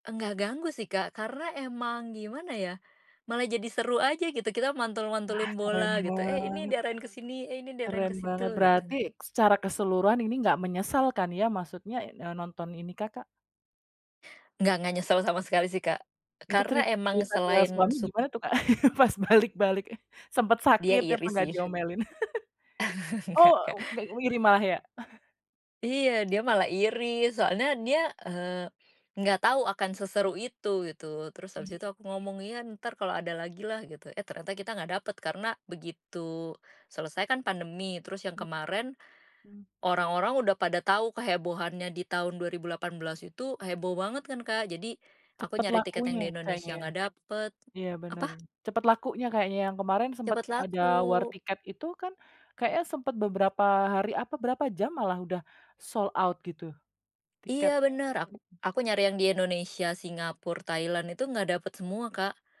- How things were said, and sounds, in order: laugh; laughing while speaking: "Pas balik-balik"; laugh; laughing while speaking: "Enggak, Kak"; laugh; tapping; chuckle; other background noise; in English: "war"; in English: "sold out"
- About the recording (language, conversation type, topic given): Indonesian, podcast, Apa pengalaman konser atau pertunjukan musik yang paling berkesan buat kamu?
- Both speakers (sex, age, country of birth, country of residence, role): female, 35-39, Indonesia, Indonesia, guest; female, 35-39, Indonesia, Indonesia, host